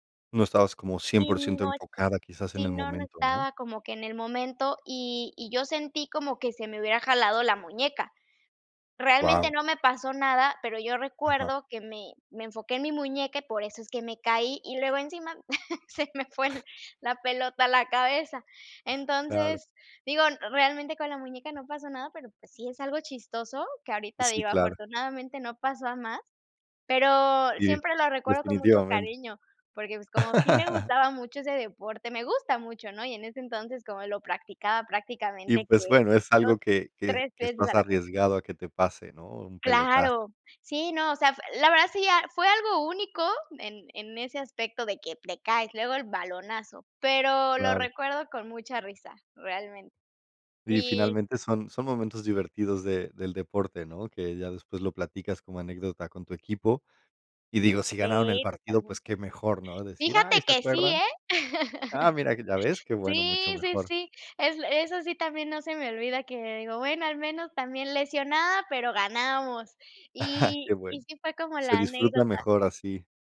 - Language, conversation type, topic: Spanish, unstructured, ¿Puedes contar alguna anécdota graciosa relacionada con el deporte?
- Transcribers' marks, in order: laughing while speaking: "se me fue la pelota a la cabeza"; other background noise; chuckle; chuckle; chuckle